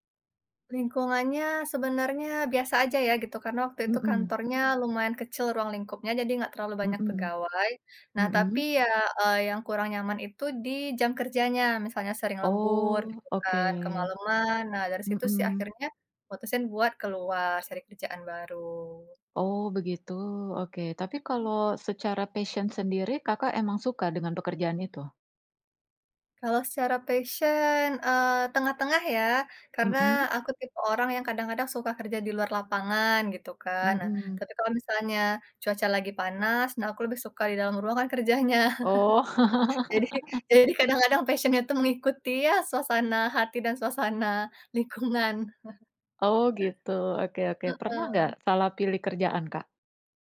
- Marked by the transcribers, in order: tapping; in English: "passion"; in English: "passion"; laughing while speaking: "kerjanya"; chuckle; laugh; in English: "passion-nya"; laughing while speaking: "suasana lingkungan"; chuckle
- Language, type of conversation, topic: Indonesian, unstructured, Bagaimana cara kamu memilih pekerjaan yang paling cocok untukmu?